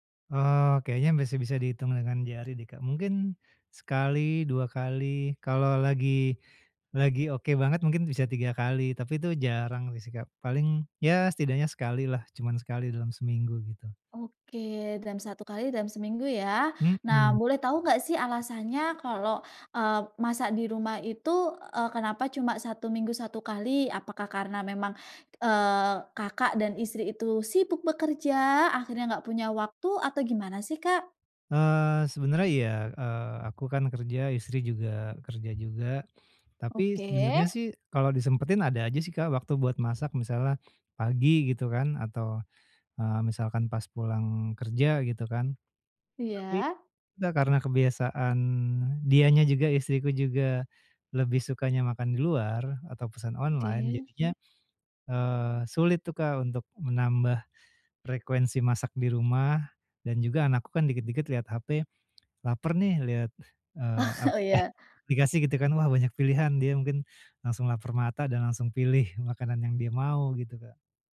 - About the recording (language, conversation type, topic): Indonesian, advice, Bagaimana cara membuat daftar belanja yang praktis dan hemat waktu untuk makanan sehat mingguan?
- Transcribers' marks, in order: tapping; chuckle